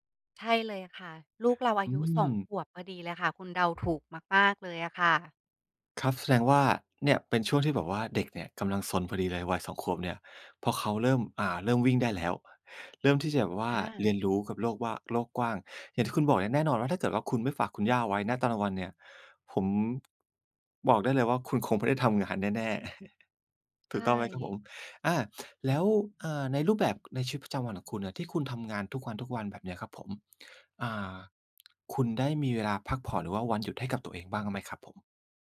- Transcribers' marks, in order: other background noise; chuckle
- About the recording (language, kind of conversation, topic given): Thai, advice, ฉันรู้สึกเหนื่อยล้าทั้งร่างกายและจิตใจ ควรคลายความเครียดอย่างไร?